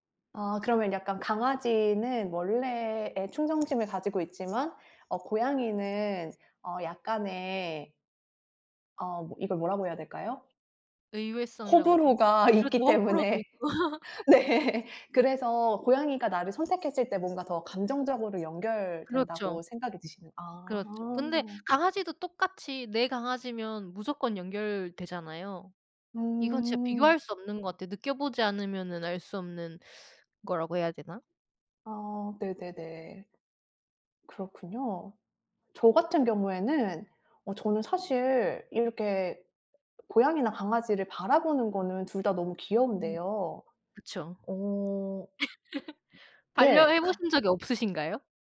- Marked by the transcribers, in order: other background noise; laughing while speaking: "있기 때문에. 네"; laughing while speaking: "있고"; tapping; laugh
- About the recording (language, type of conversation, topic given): Korean, unstructured, 고양이와 강아지 중 어떤 반려동물이 더 사랑스럽다고 생각하시나요?